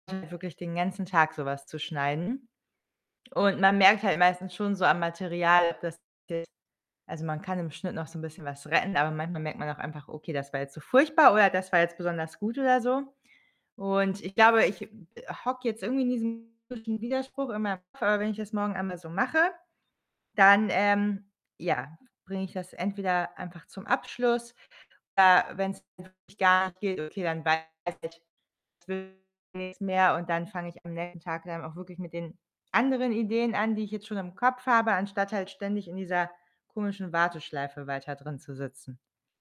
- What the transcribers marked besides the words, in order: static; other background noise; distorted speech; unintelligible speech; unintelligible speech
- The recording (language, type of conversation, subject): German, advice, Wie kann ich meinen Perfektionismus loslassen, um besser zu entspannen und mich zu erholen?